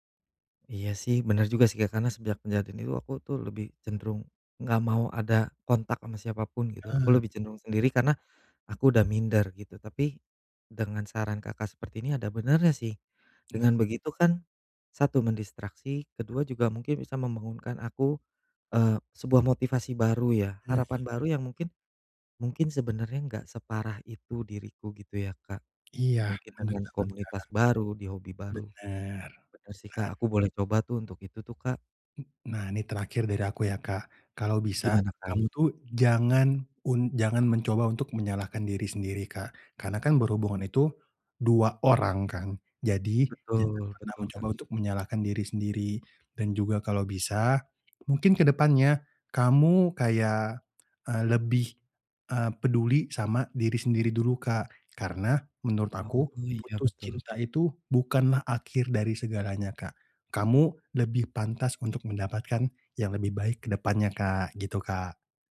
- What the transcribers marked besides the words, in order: other background noise
- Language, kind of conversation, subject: Indonesian, advice, Bagaimana cara membangun kembali harapan pada diri sendiri setelah putus?